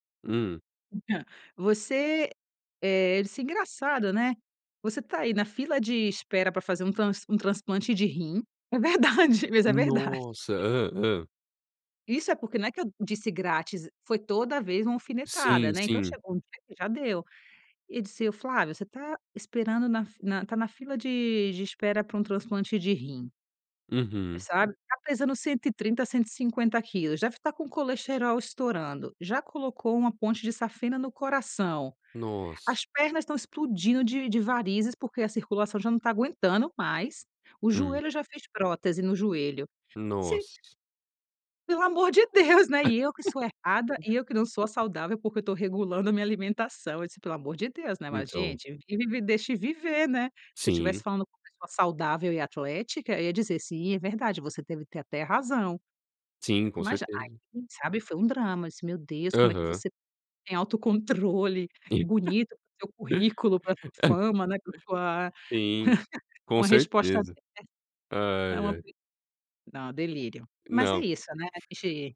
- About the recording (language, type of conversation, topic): Portuguese, podcast, Como você equilibra o lado pessoal e o lado profissional?
- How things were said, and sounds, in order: unintelligible speech; laughing while speaking: "é verdade, mas é verdade"; tapping; laugh; unintelligible speech; laugh; chuckle